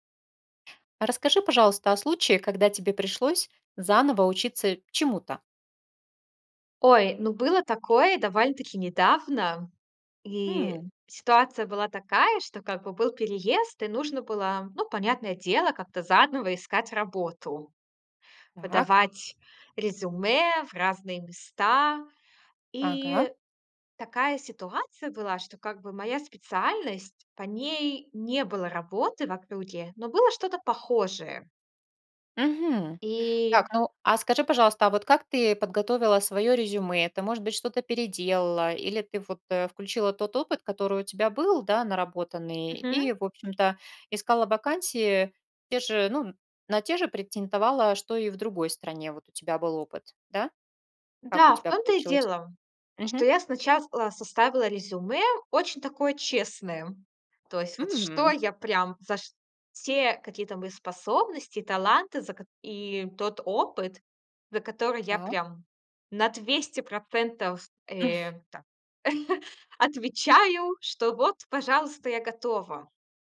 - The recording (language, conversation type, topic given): Russian, podcast, Расскажи о случае, когда тебе пришлось заново учиться чему‑то?
- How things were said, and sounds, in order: tapping; chuckle